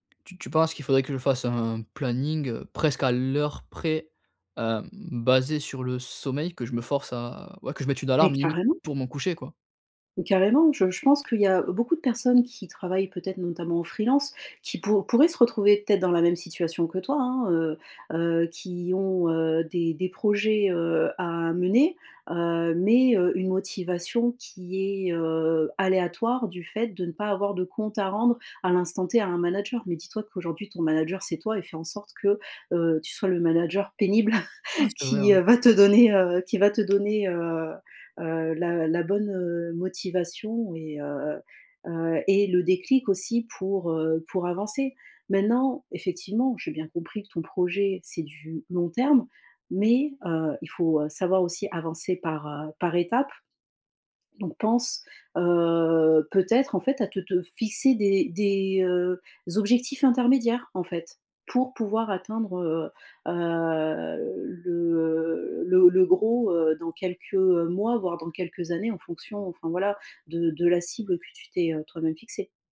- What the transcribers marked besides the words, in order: tapping; chuckle; stressed: "mais"; other background noise
- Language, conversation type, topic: French, advice, Pourquoi est-ce que je me sens coupable après avoir manqué des sessions créatives ?